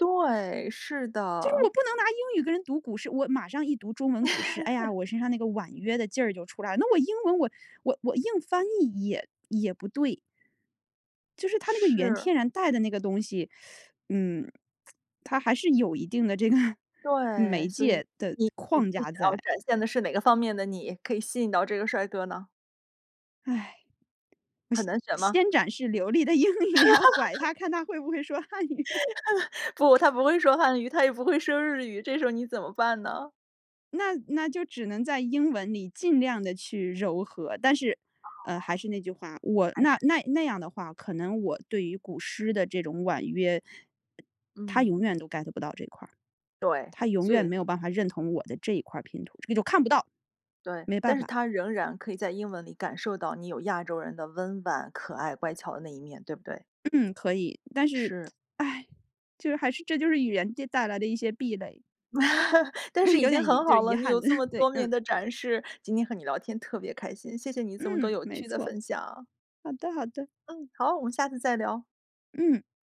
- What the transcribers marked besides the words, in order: chuckle; teeth sucking; laughing while speaking: "个"; laughing while speaking: "英语"; laugh; laughing while speaking: "会不会说汉语"; laugh; laughing while speaking: "不，他不会说汉语，他也不会说日语"; other background noise; in English: "Get"; tsk; laugh; chuckle
- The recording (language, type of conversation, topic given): Chinese, podcast, 语言在你的身份认同中起到什么作用？
- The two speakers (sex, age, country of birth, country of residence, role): female, 35-39, China, United States, guest; female, 45-49, China, United States, host